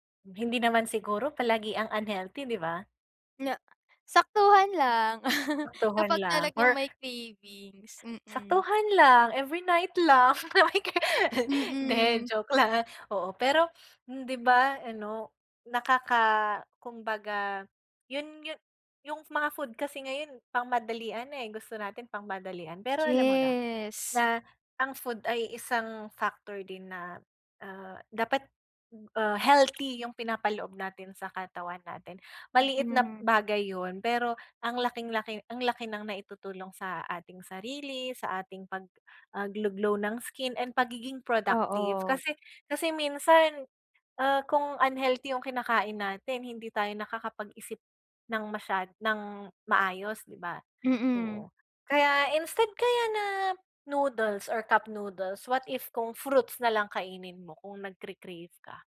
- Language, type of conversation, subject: Filipino, advice, Paano ako makakapagpahalaga sa sarili ko araw-araw sa maliliit na paraan?
- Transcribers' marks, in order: tapping; laugh; laugh